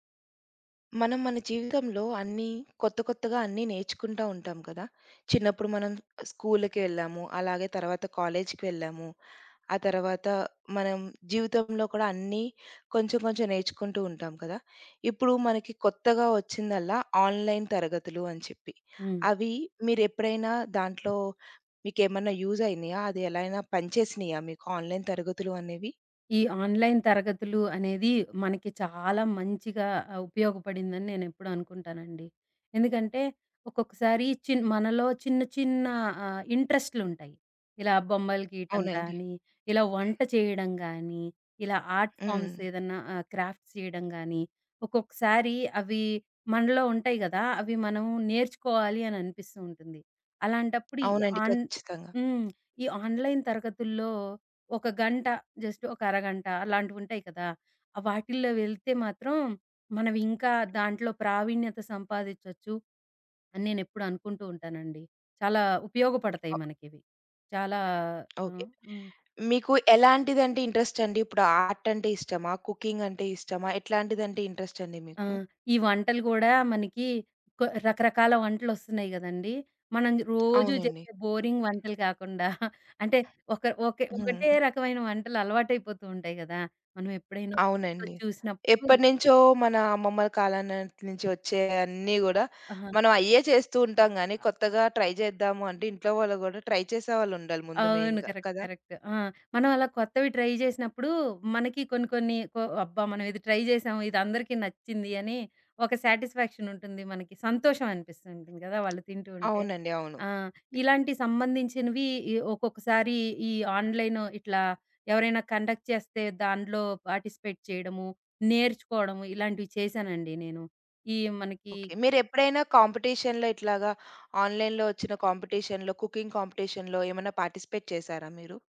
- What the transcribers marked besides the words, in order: in English: "ఆన్‌లైన్"; in English: "ఆన్‌లైన్"; in English: "ఆన్‌లైన్"; tapping; other background noise; in English: "ఆర్ట్ ఫార్మ్స్"; in English: "క్రాఫ్‌ట్స్"; in English: "ఆన్‌లైన్"; in English: "జస్ట్"; in English: "బోరింగ్"; chuckle; in English: "ట్రై"; in English: "ట్రై"; in English: "మెయిన్‌గా"; in English: "కరెక్ట్. కరెక్ట్"; in English: "ట్రై"; in English: "ట్రై"; in English: "ఆన్‌లైన్"; in English: "కండక్ట్"; in English: "పార్టిసిపేట్"; in English: "కాంపిటీషన్‌లో"; in English: "ఆన్‌లైన్‌లో"; in English: "కాంపిటీషన్‌లో, కుకింగ్ కాంపిటీషన్‌లో"; in English: "పార్టిసిపేట్"
- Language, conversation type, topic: Telugu, podcast, ఆన్‌లైన్ తరగతులు మీకు ఎలా అనుభవమయ్యాయి?
- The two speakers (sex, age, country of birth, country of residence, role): female, 35-39, India, India, host; female, 40-44, India, United States, guest